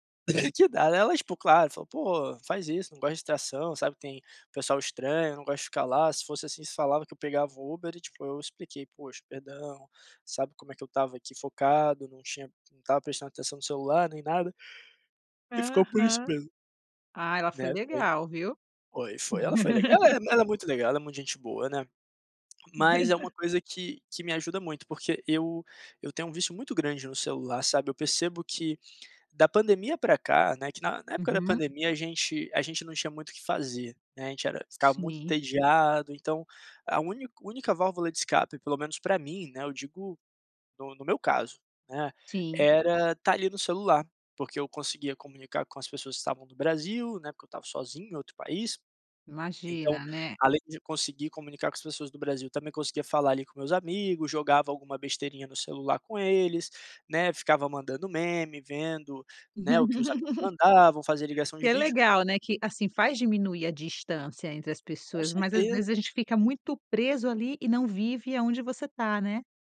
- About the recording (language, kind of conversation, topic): Portuguese, podcast, Que hobby te ajuda a desconectar do celular?
- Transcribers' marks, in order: laugh; tapping; laugh; laugh; other background noise